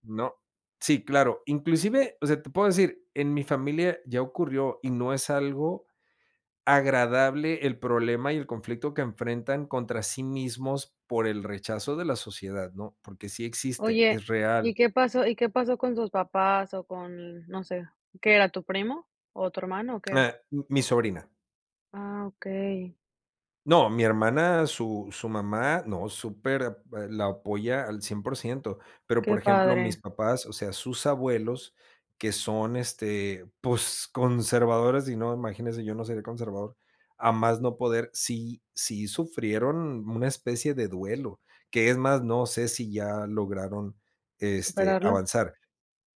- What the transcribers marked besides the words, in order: none
- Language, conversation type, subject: Spanish, podcast, ¿Qué opinas sobre la representación de género en películas y series?